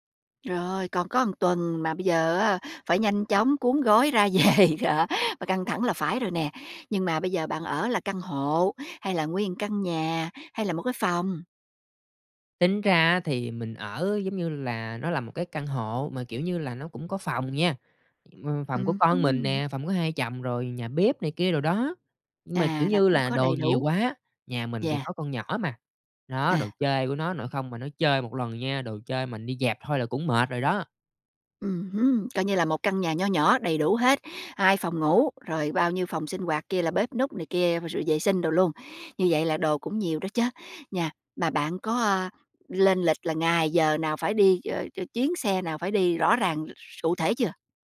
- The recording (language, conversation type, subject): Vietnamese, advice, Làm sao để giảm căng thẳng khi sắp chuyển nhà mà không biết bắt đầu từ đâu?
- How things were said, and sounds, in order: laughing while speaking: "về"; tapping; other background noise